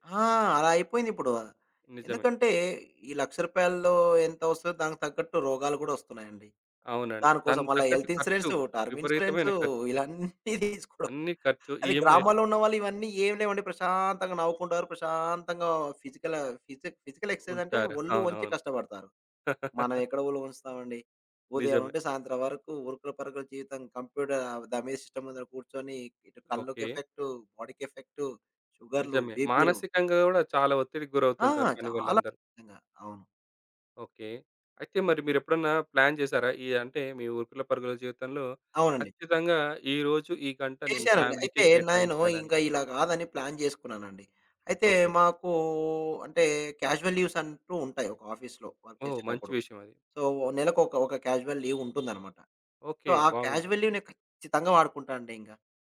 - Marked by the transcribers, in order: in English: "హెల్త్ ఇన్స్యూరెన్స్, టర్మ్ ఇన్సూరెన్స్"; tapping; in English: "ఈఎంఐలు"; in English: "ఫిజికల్ ఫిజి ఫిజికల్ ఎక్సర్సైజ్"; chuckle; in English: "కంప్యూటర్"; in English: "సిస్టమ్"; in English: "ఎఫెక్ట్, బాడీకి ఎఫెక్ట్"; unintelligible speech; in English: "ప్లాన్"; in English: "ఫ్యామిలీకే"; in English: "ప్లాన్"; in English: "క్యాజువల్ లీవ్స్"; in English: "వర్క్"; in English: "సో"; in English: "క్యాజువల్ లీవ్"; in English: "సో"; in English: "క్యాజువల్ లీవ్"
- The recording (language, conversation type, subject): Telugu, podcast, కుటుంబంతో గడిపే సమయం కోసం మీరు ఏ విధంగా సమయ పట్టిక రూపొందించుకున్నారు?